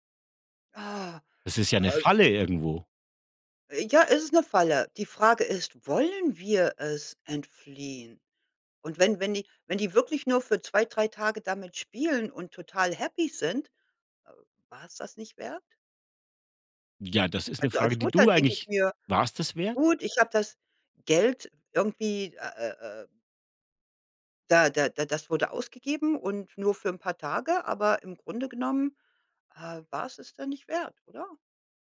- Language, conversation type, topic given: German, podcast, Was war dein liebstes Spielzeug in deiner Kindheit?
- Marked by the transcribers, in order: other noise